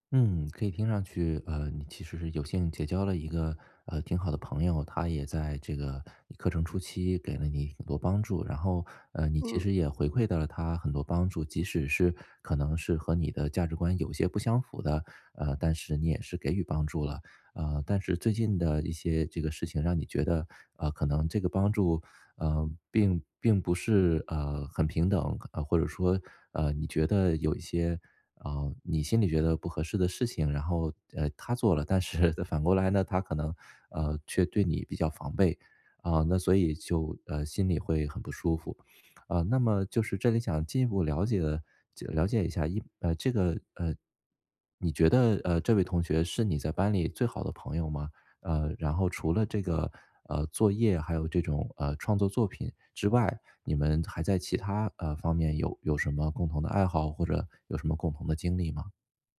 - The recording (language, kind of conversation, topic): Chinese, advice, 我该如何与朋友清楚地设定个人界限？
- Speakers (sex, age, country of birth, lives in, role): female, 30-34, China, United States, user; male, 40-44, China, United States, advisor
- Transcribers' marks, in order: other background noise; laughing while speaking: "是"; sniff